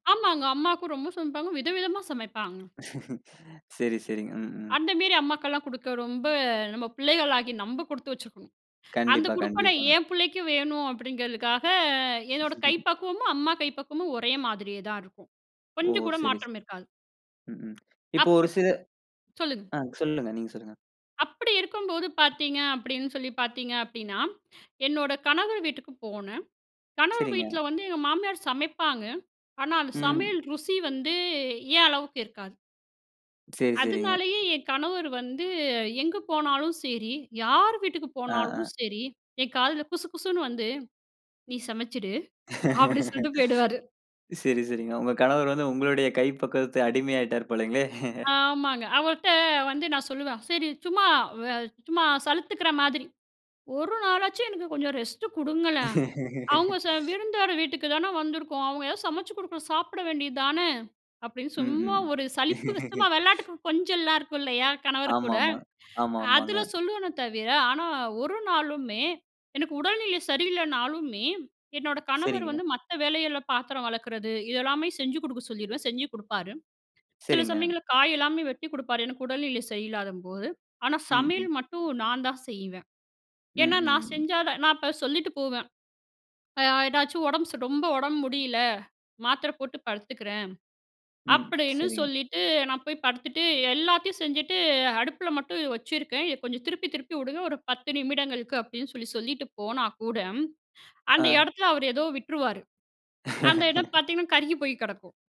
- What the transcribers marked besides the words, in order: laugh; other noise; chuckle; other background noise; joyful: "அப்படின்னு சொல்லிட்டு போய்டுவாரு"; laugh; chuckle; laugh; laugh; laugh
- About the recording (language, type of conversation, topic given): Tamil, podcast, சமையல் செய்யும் போது உங்களுக்குத் தனி மகிழ்ச்சி ஏற்படுவதற்குக் காரணம் என்ன?